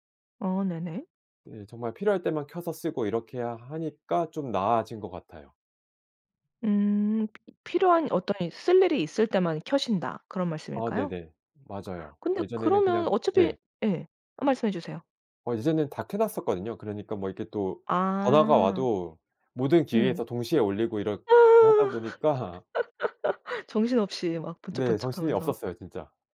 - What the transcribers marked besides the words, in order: laugh; laughing while speaking: "보니까"
- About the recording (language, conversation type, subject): Korean, podcast, 디지털 기기로 인한 산만함을 어떻게 줄이시나요?